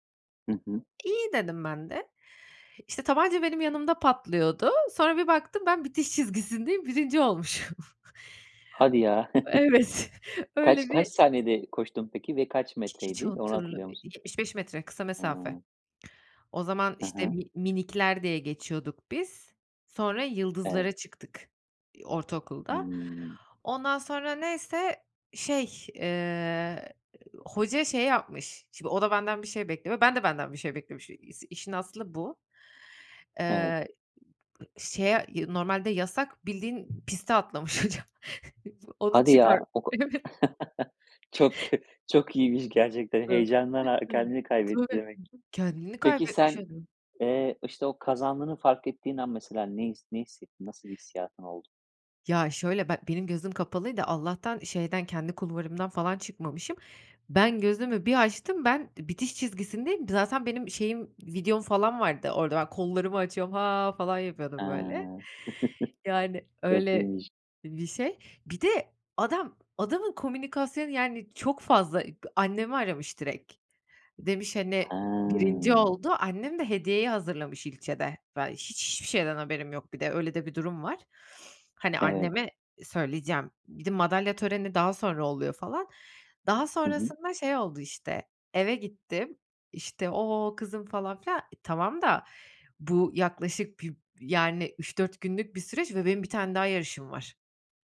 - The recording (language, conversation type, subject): Turkish, podcast, Bir öğretmen seni en çok nasıl etkiler?
- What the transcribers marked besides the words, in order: laughing while speaking: "baktım ben bitiş çizgisindeyim, birinci olmuşum. Evet, öyle bir"; chuckle; other background noise; tapping; chuckle; laughing while speaking: "E evet"; chuckle; unintelligible speech; chuckle; "direkt" said as "direk"; snort